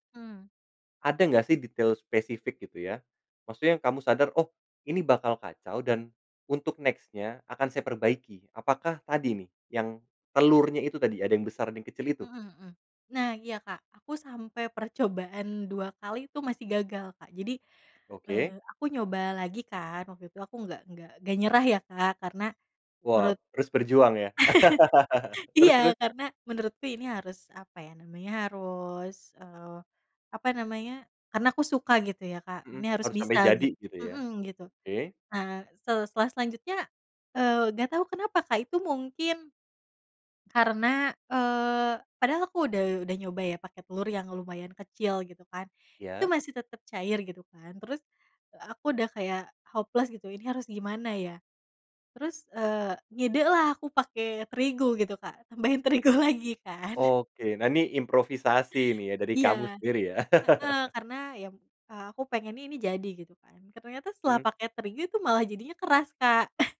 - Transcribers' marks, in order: in English: "next-nya"; chuckle; in English: "hopeless"; laughing while speaking: "Tambahin terigu lagi"; chuckle; chuckle
- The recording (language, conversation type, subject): Indonesian, podcast, Pernah nggak kamu gagal total saat bereksperimen dengan resep, dan gimana ceritanya?